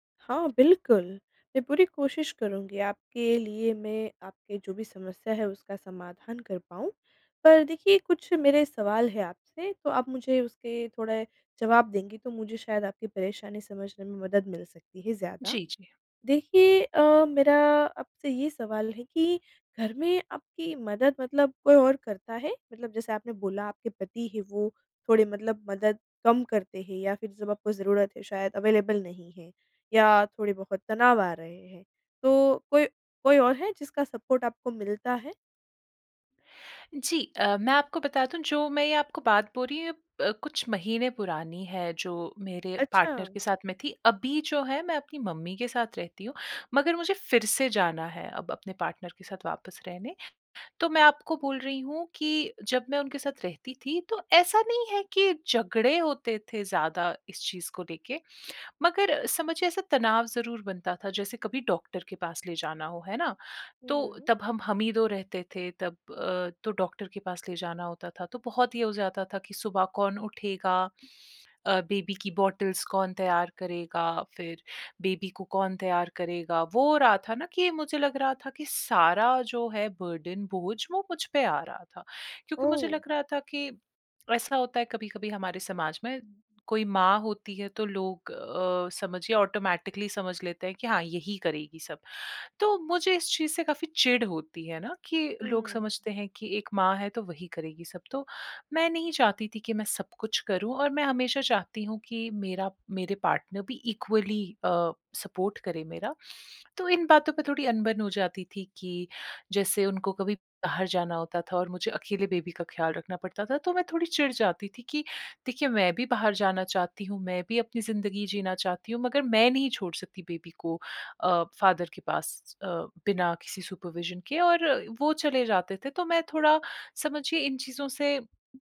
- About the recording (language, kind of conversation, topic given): Hindi, advice, बच्चे के जन्म के बाद आप नए माता-पिता की जिम्मेदारियों के साथ तालमेल कैसे बिठा रहे हैं?
- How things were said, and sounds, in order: in English: "अवेलेबल"; in English: "सपोर्ट"; in English: "पार्टनर"; in English: "पार्टनर"; in English: "बेबी"; in English: "बॉटल्स"; in English: "बेबी"; in English: "बर्डन"; in English: "ऑटोमैटिकली"; in English: "पार्टनर"; in English: "इक्वली"; in English: "सपोर्ट"; in English: "बेबी"; in English: "बेबी"; in English: "फादर"; in English: "सुपरविज़न"